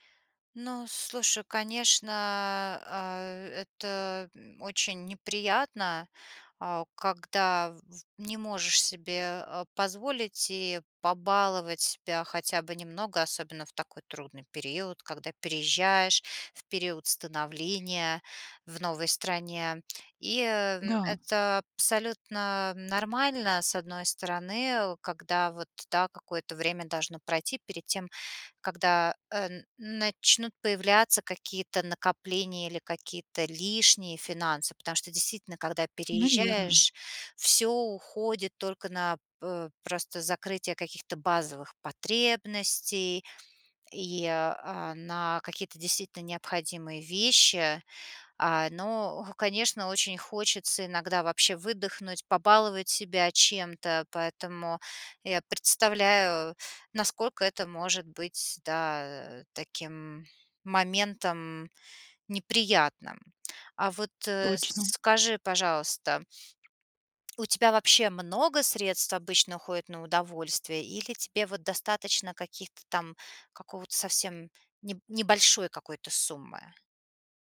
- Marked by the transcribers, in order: tapping; other background noise
- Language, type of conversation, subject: Russian, advice, Как начать экономить, не лишая себя удовольствий?